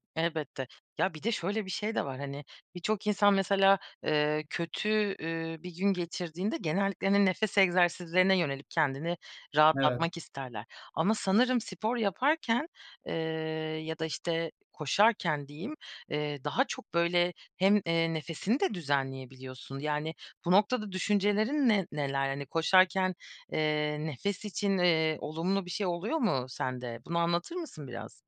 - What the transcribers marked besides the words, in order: none
- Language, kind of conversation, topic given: Turkish, podcast, Kötü bir gün geçirdiğinde kendini toparlama taktiklerin neler?